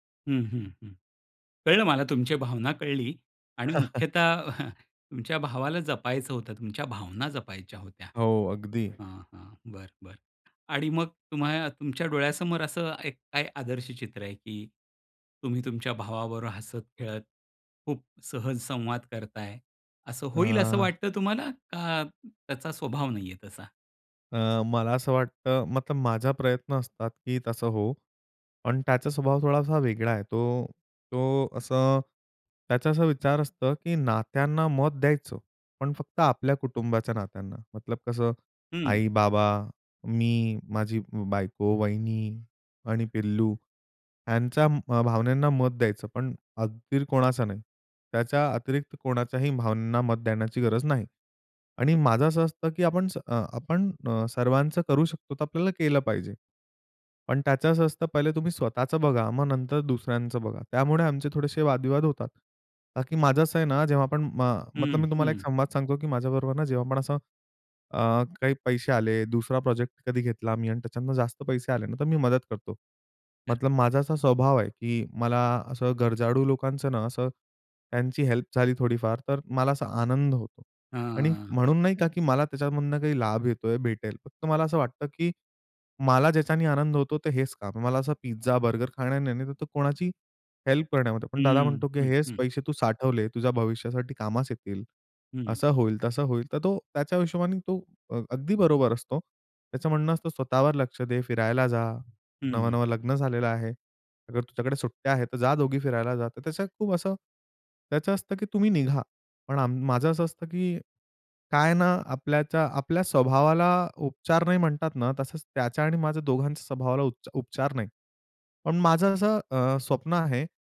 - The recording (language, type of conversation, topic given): Marathi, podcast, भावंडांशी दूरावा झाला असेल, तर पुन्हा नातं कसं जुळवता?
- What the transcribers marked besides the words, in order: chuckle; in English: "हेल्प"; in English: "हेल्प"; chuckle